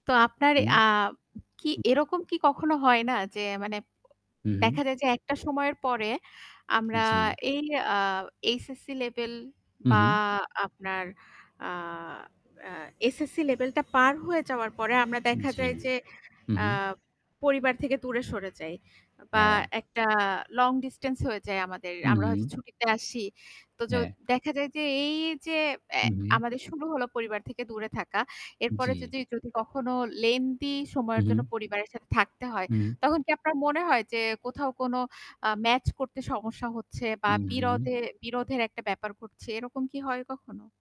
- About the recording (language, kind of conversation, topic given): Bengali, unstructured, পরিবারের সঙ্গে বিরোধ হলে আপনি কীভাবে শান্তি বজায় রাখেন?
- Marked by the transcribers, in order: other noise; tapping; static; other background noise; in English: "lengthy"